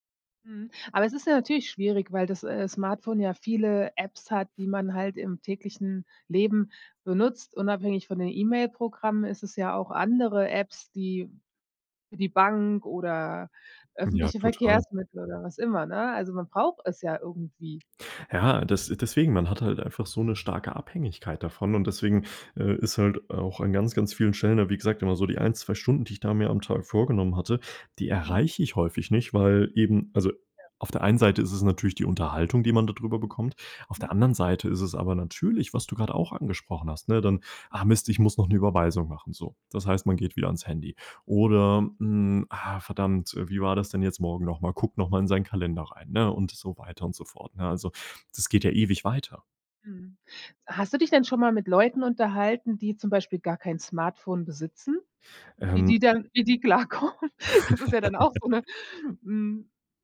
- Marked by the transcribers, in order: laughing while speaking: "klar kommen? Das ist ja dann auch so 'ne"; laugh
- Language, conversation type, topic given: German, podcast, Wie gehst du mit deiner täglichen Bildschirmzeit um?